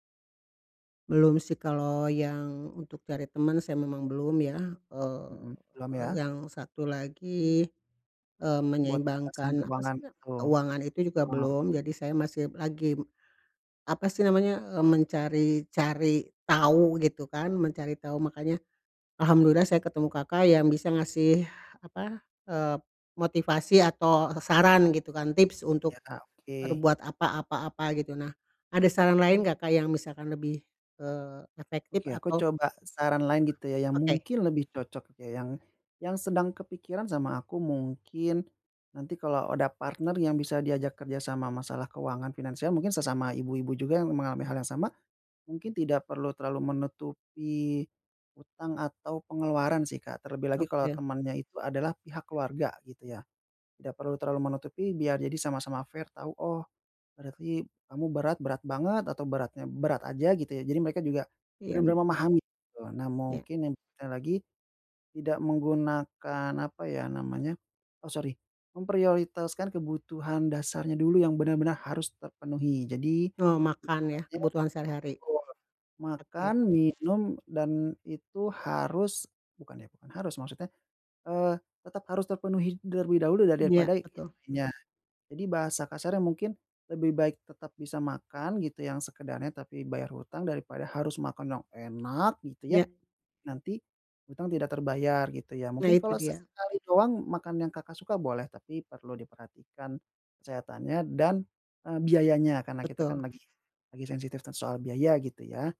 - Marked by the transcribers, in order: tapping; other background noise; in English: "partner"; in English: "fair"
- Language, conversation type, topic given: Indonesian, advice, Bagaimana cara menyeimbangkan pembayaran utang dengan kebutuhan sehari-hari setiap bulan?